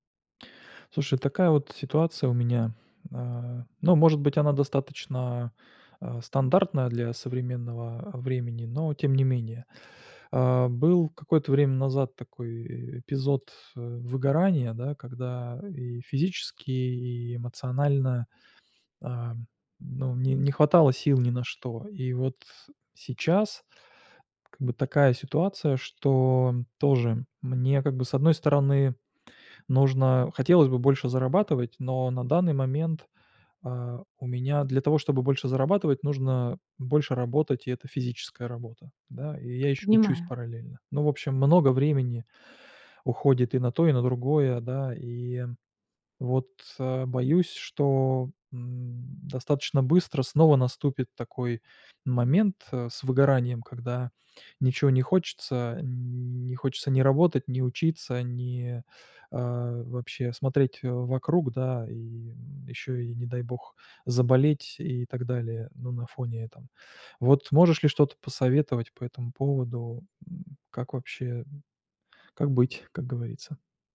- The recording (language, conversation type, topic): Russian, advice, Как справиться со страхом повторного выгорания при увеличении нагрузки?
- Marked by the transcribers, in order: none